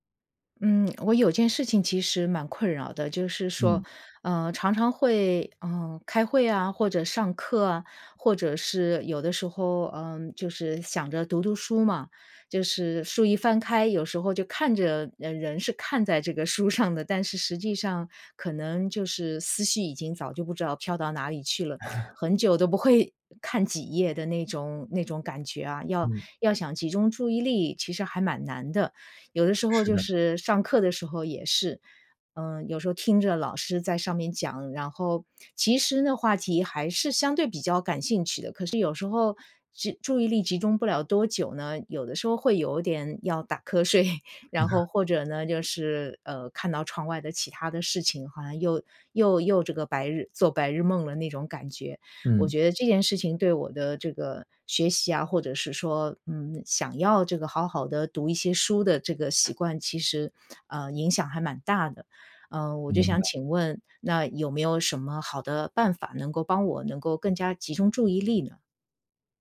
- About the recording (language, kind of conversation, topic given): Chinese, advice, 开会或学习时我经常走神，怎么才能更专注？
- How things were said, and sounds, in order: tapping; laughing while speaking: "书上的"; laugh; laughing while speaking: "不会"; laughing while speaking: "睡"; other background noise; laugh